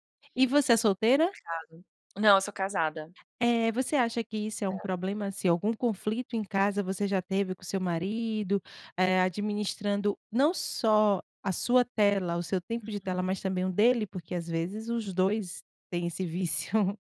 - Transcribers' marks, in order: other background noise; tapping; chuckle
- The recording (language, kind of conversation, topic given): Portuguese, podcast, Como você equilibra o tempo de tela com a vida offline?